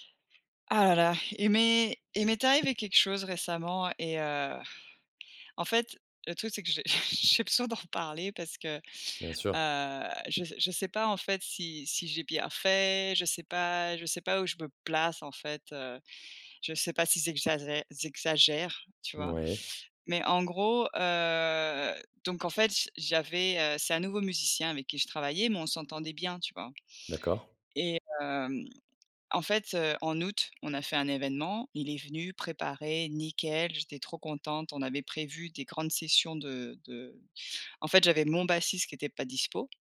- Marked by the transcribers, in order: chuckle; "j'exagère" said as "z'exagère"; drawn out: "heu"
- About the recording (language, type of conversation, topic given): French, advice, Comment puis-je mieux poser des limites avec mes collègues ou mon responsable ?